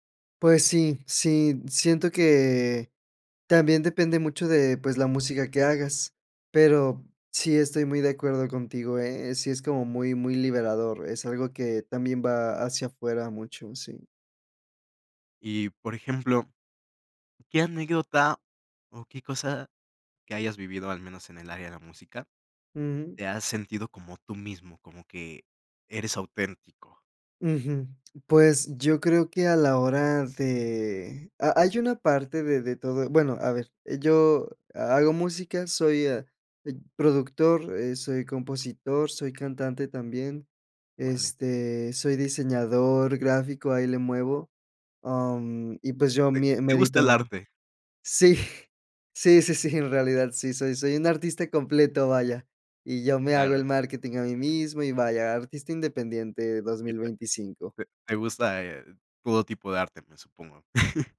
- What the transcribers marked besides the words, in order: chuckle
- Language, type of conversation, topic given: Spanish, podcast, ¿Qué parte de tu trabajo te hace sentir más tú mismo?